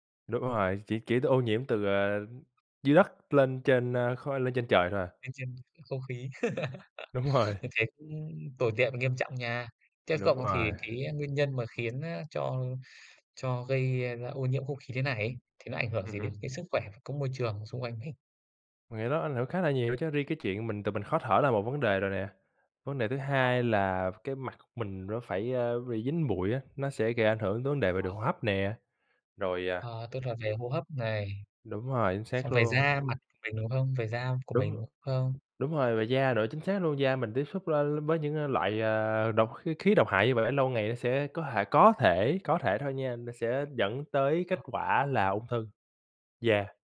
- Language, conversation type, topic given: Vietnamese, unstructured, Bạn nghĩ gì về tình trạng ô nhiễm không khí hiện nay?
- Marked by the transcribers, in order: laugh; other background noise; laughing while speaking: "Đúng rồi"; unintelligible speech